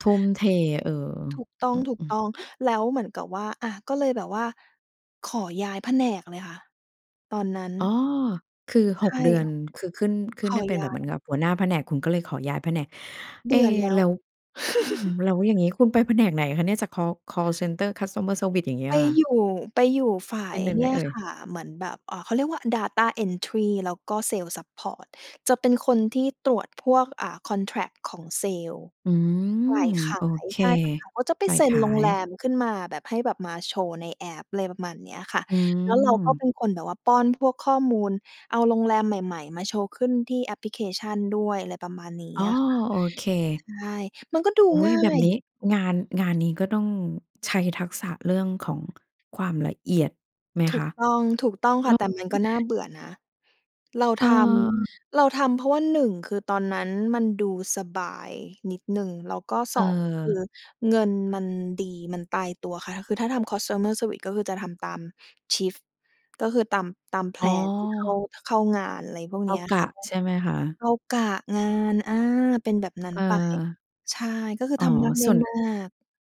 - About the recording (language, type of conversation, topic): Thai, podcast, อะไรคือสัญญาณว่าคุณควรเปลี่ยนเส้นทางอาชีพ?
- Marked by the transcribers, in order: chuckle; in English: "customer service"; in English: "data entry"; in English: "contract"; unintelligible speech; in English: "customer service"; in English: "shift"